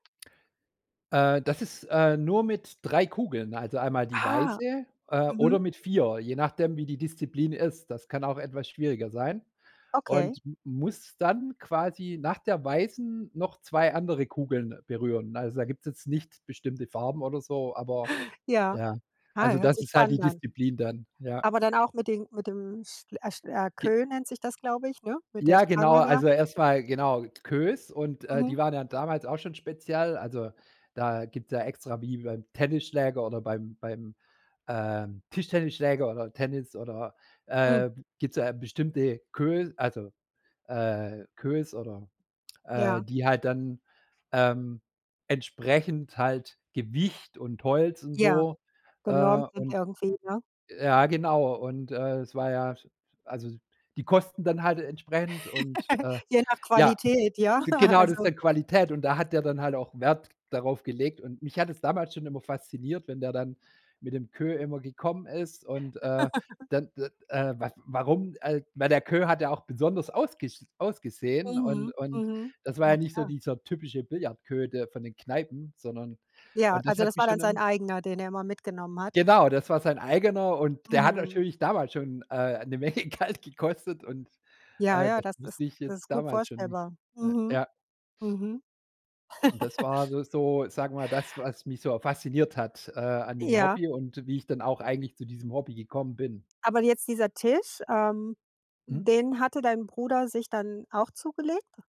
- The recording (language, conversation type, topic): German, podcast, Wie bist du zu deinem Hobby gekommen?
- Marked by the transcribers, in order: laugh; laughing while speaking: "Je nach Qualität, ja, also"; laugh; laughing while speaking: "Menge Geld gekostet"; laugh